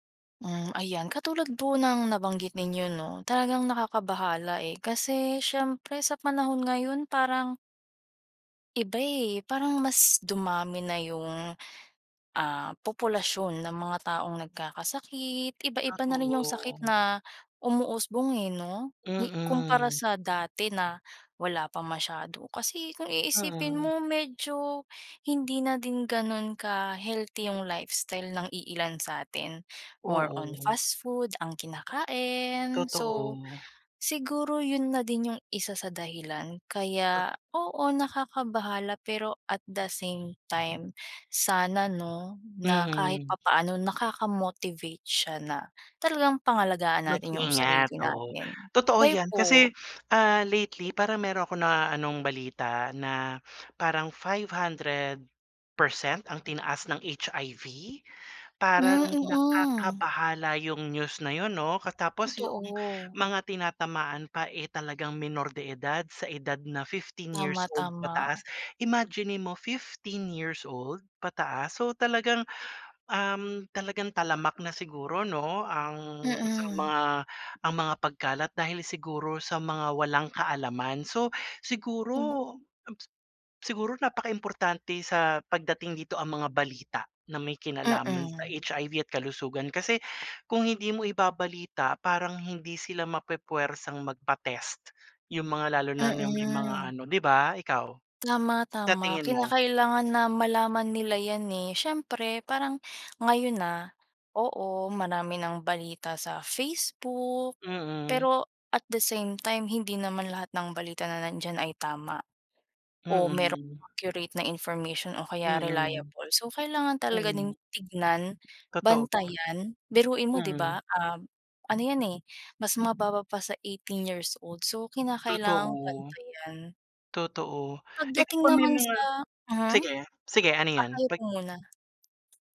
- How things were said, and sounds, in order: other background noise; tapping
- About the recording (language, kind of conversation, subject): Filipino, unstructured, Ano ang reaksyon mo sa mga balitang may kinalaman sa kalusugan?